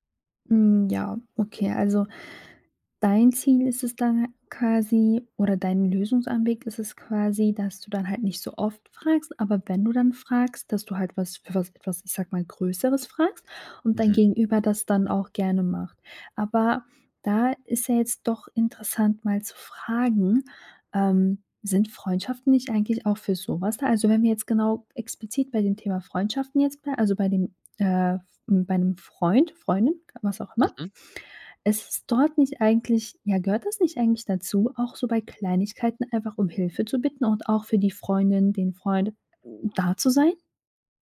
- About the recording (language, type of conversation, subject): German, podcast, Wie sagst du Nein, ohne die Stimmung zu zerstören?
- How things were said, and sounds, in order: none